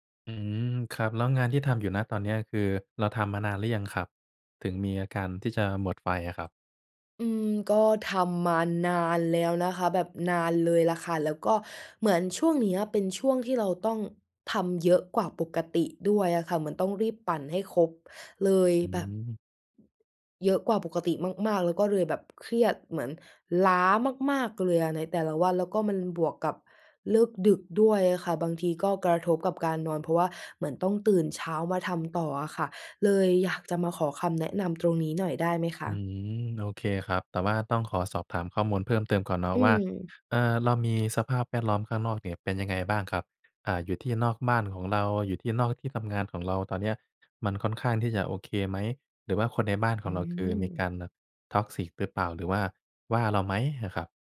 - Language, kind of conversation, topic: Thai, advice, คุณรู้สึกหมดไฟและเหนื่อยล้าจากการทำงานต่อเนื่องมานาน ควรทำอย่างไรดี?
- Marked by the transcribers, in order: in English: "Toxic"